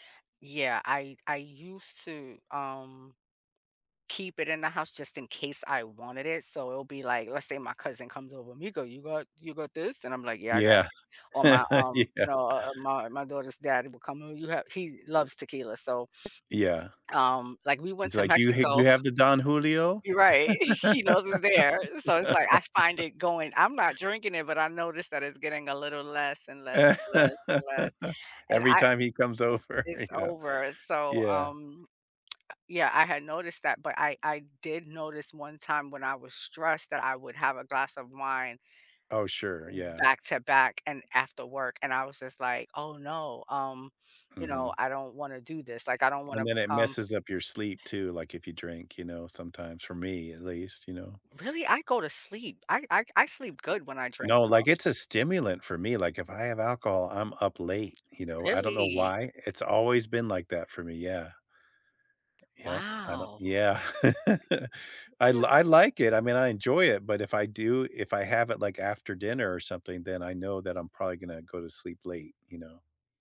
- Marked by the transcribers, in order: laugh; laughing while speaking: "Yeah"; other background noise; laugh; laugh; laughing while speaking: "over"; tapping; other noise
- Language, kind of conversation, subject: English, unstructured, How do you celebrate your big wins and everyday small victories?
- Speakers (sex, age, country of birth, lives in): female, 45-49, United States, United States; male, 65-69, United States, United States